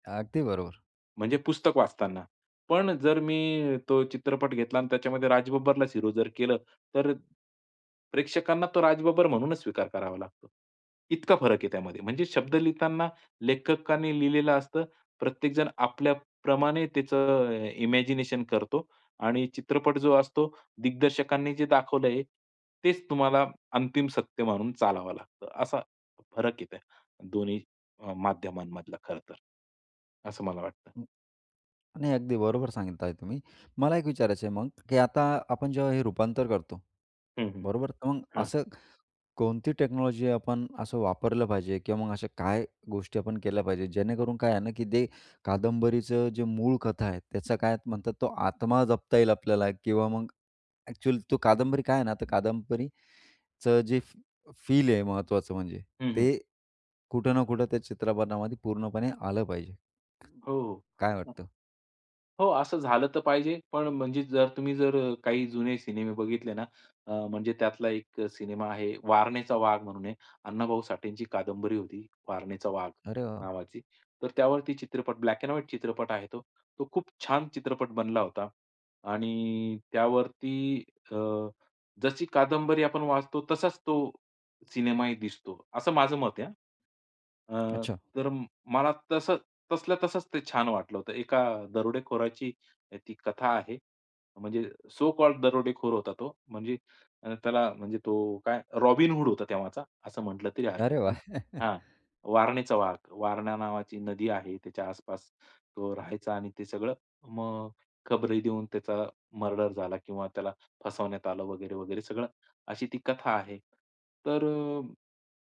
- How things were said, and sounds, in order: in English: "इमॅजिनेशन"; other noise; other animal sound; in English: "टेक्नॉलॉजी"; tapping; in English: "सो कॉल्ड"; chuckle
- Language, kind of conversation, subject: Marathi, podcast, पुस्तकाचे चित्रपट रूपांतर करताना सहसा काय काय गमावले जाते?